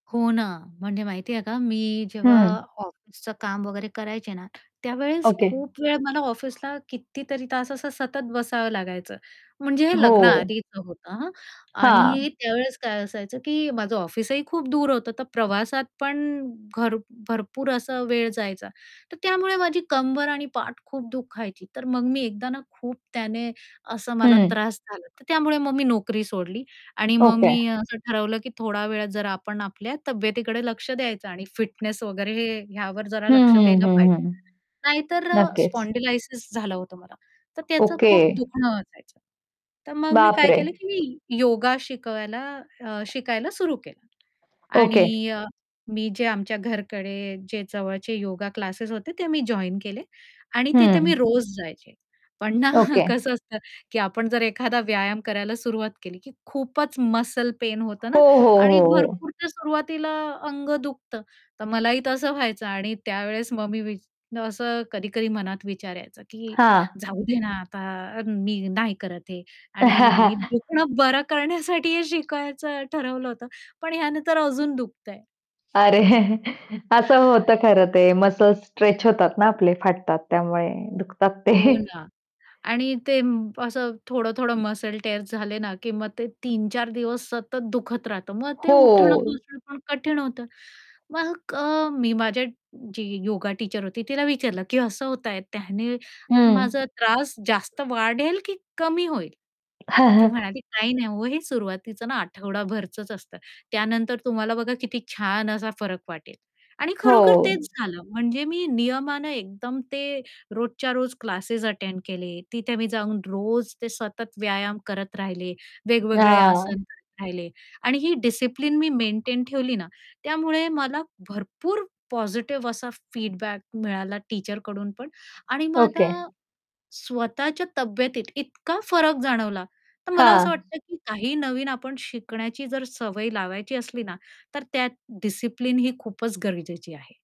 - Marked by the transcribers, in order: tapping; distorted speech; other background noise; other animal sound; static; background speech; laughing while speaking: "ना"; chuckle; chuckle; laughing while speaking: "ते"; in English: "टीचर"; dog barking; chuckle; in English: "अटेंड"; in English: "फीडबॅक"; in English: "टीचरकडून"
- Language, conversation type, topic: Marathi, podcast, तुम्ही शिकण्याची सवय लावण्यासाठी काय केलं?